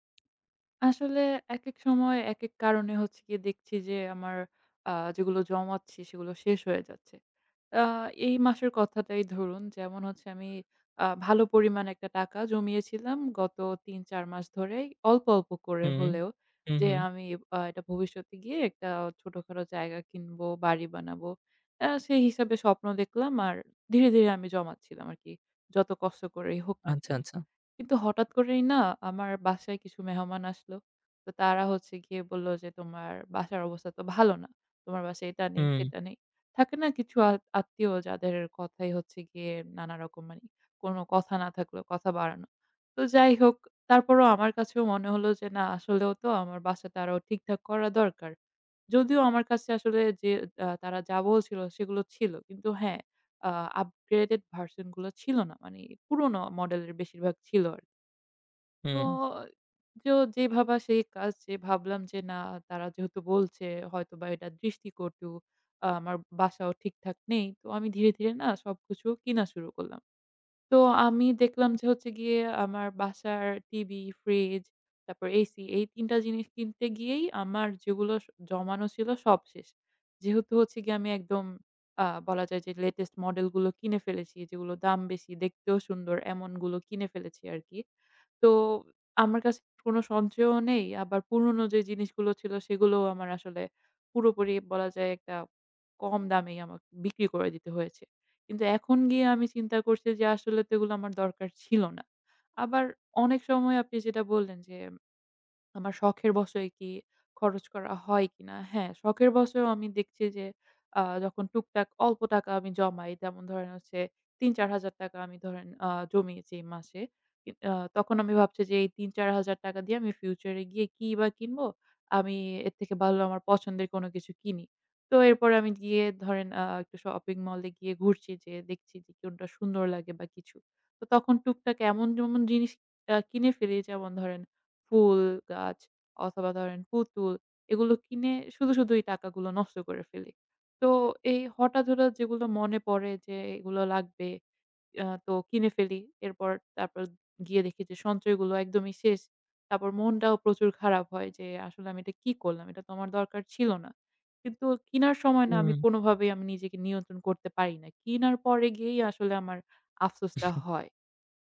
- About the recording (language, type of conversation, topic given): Bengali, advice, হঠাৎ জরুরি খরচে সঞ্চয় একবারেই শেষ হয়ে গেল
- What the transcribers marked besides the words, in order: other background noise; tapping; in English: "upgraded version"; chuckle